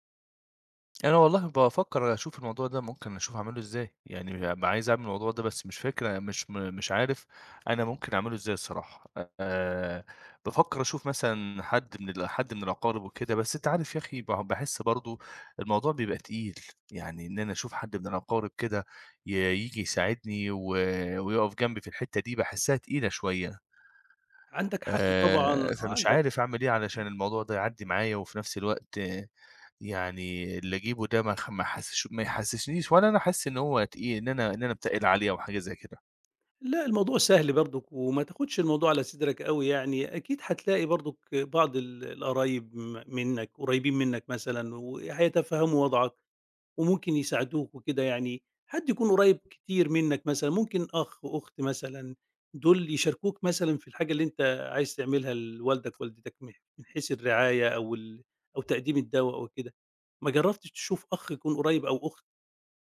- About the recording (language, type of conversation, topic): Arabic, advice, إزاي أوازن بين شغلي ورعاية أبويا وأمي الكبار في السن؟
- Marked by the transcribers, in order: other background noise; tapping